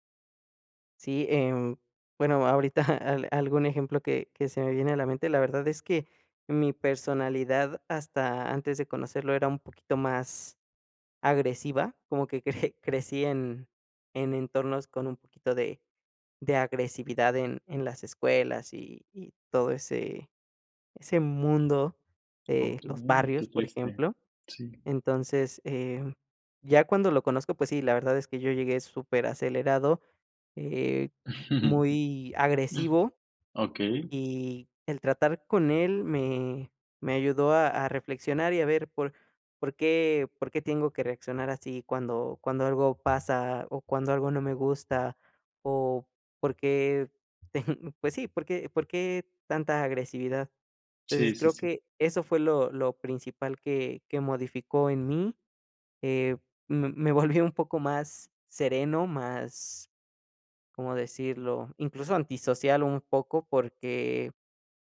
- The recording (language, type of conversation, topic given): Spanish, podcast, ¿Qué impacto tuvo en tu vida algún profesor que recuerdes?
- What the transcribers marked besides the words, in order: laughing while speaking: "al"; laughing while speaking: "que cre"; chuckle; laughing while speaking: "ten"; laughing while speaking: "me volvió"